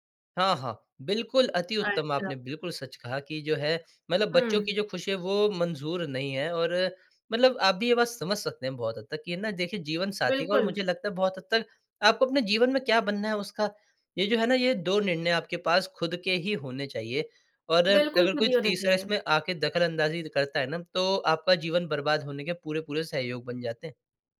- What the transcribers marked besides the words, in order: none
- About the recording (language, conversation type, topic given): Hindi, podcast, खुशी और सफलता में तुम किसे प्राथमिकता देते हो?